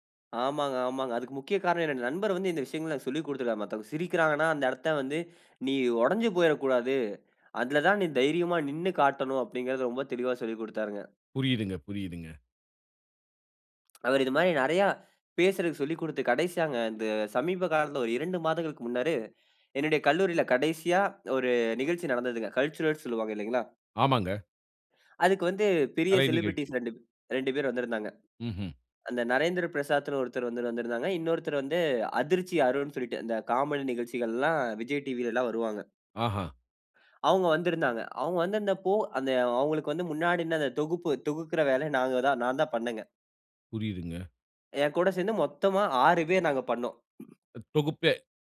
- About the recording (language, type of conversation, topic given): Tamil, podcast, பெரிய சவாலை எப்படி சமாளித்தீர்கள்?
- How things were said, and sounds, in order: trusting: "அந்த இடத்தை வந்து நீ ஒடஞ்சி … தெளிவா சொல்லிக் குடுத்தாருங்க"; inhale; other noise; inhale; inhale; in English: "கல்ச்சுரல்ஸ்"; inhale; in English: "செலிபிரிட்டிஸ்"; inhale